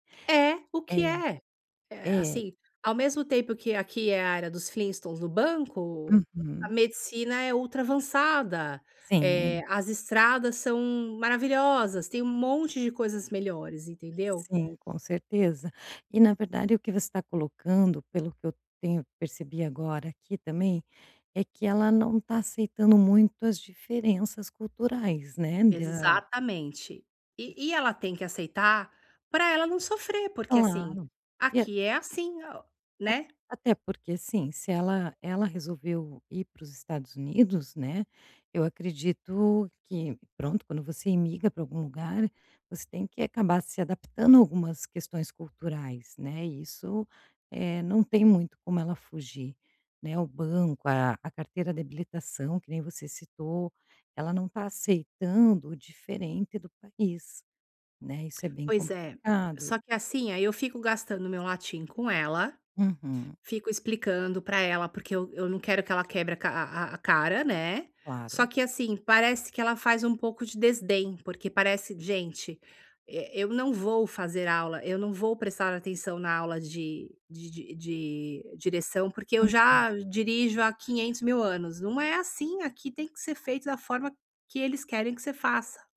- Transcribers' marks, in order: other background noise; tapping
- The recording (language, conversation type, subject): Portuguese, advice, Como posso manter limites saudáveis ao apoiar um amigo?